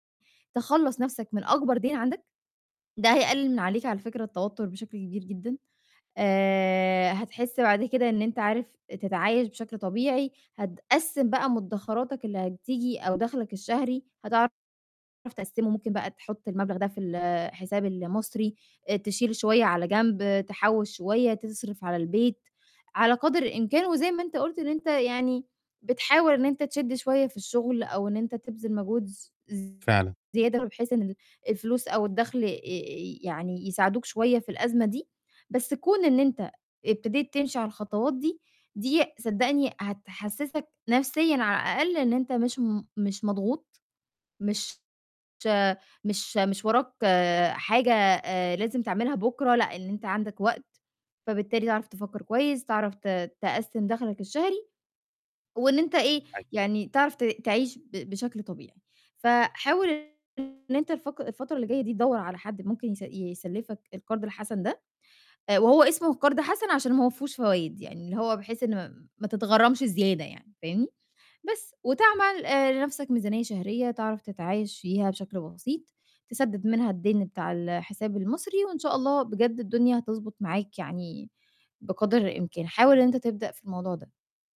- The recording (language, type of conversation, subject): Arabic, advice, إزاي أقدر أسيطر على ديون بطاقات الائتمان اللي متراكمة عليّا؟
- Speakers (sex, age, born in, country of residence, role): female, 25-29, Egypt, Egypt, advisor; male, 35-39, Egypt, Egypt, user
- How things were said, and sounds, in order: distorted speech